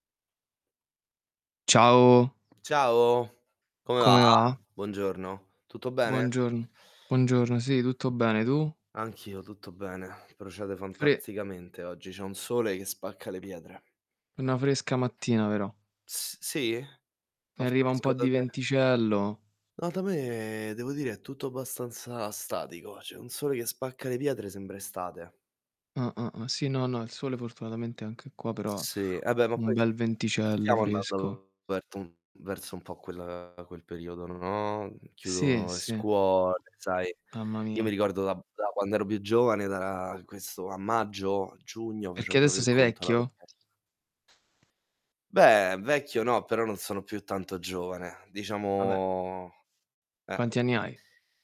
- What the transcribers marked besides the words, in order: tapping; distorted speech; other background noise; static; "proprio" said as "propio"
- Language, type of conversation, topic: Italian, unstructured, Hai mai sentito dire che alcuni insegnanti preferiscono alcuni studenti rispetto ad altri?